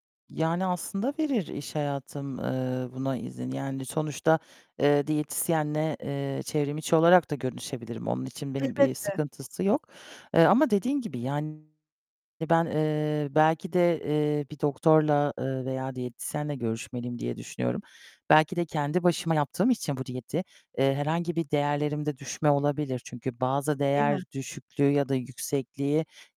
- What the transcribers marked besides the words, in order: tapping; distorted speech
- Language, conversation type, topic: Turkish, advice, Bir süredir kilo veremiyorum; bunun nedenini nasıl anlayabilirim?